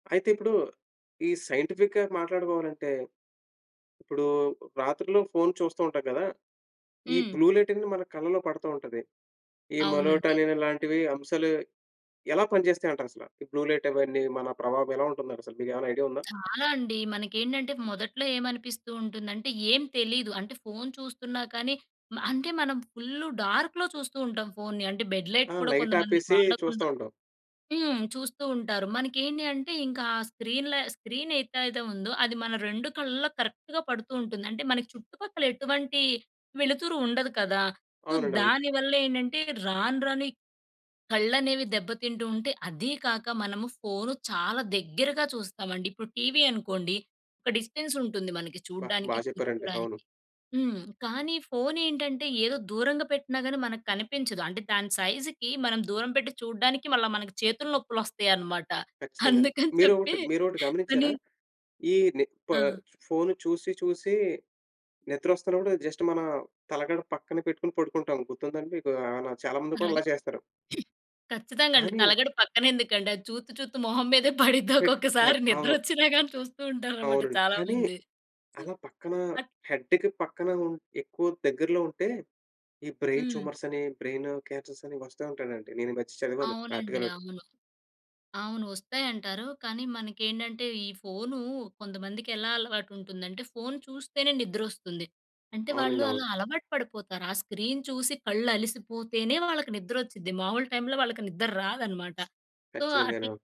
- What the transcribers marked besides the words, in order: in English: "సైంటిఫిక్‌గా"; in English: "బ్లూ"; in English: "మలటోనిన్"; in English: "బ్లూ లైట్"; tapping; in English: "డార్క్‌లో"; in English: "బెడ్ లైట్"; in English: "స్క్రీన్"; in English: "కరెక్ట్‌గా"; in English: "సో"; laughing while speaking: "అందుకని చెప్పి అని"; in English: "జస్ట్"; other noise; laughing while speaking: "పడుద్ది ఒక్కొక్కసారి. నిద్రొచ్చిన గాని చూస్తూ ఉంటారనమాట చాలా మంది"; in English: "బ్రెయిన్"; "ఉంటాయండి" said as "ఉంటానంటి"; in English: "స్క్రీన్"; other background noise; in English: "సో"
- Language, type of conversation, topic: Telugu, podcast, రాత్రి ఫోన్ వాడటం మీ నిద్రపై ఎలా ప్రభావం చూపుతుందని మీరు అనుకుంటారు?